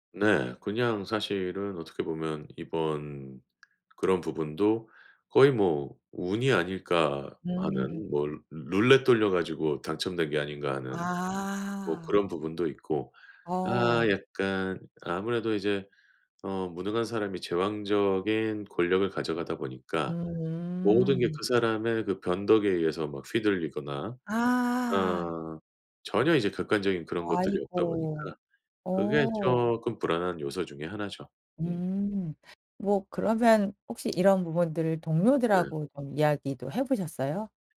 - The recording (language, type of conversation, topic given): Korean, advice, 조직 개편으로 팀과 업무 방식이 급격히 바뀌어 불안할 때 어떻게 대처하면 좋을까요?
- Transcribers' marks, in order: other background noise; tapping